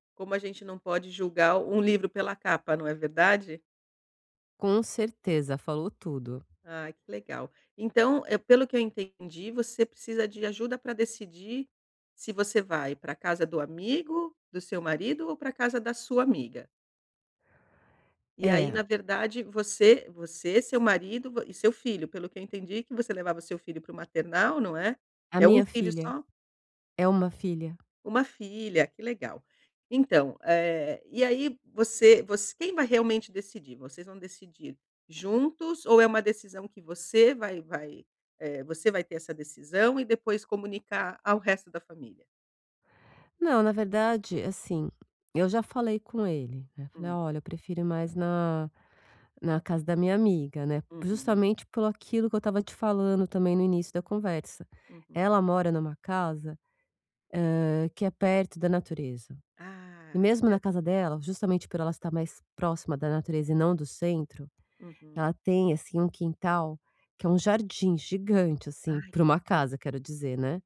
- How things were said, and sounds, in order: none
- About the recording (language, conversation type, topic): Portuguese, advice, Como conciliar planos festivos quando há expectativas diferentes?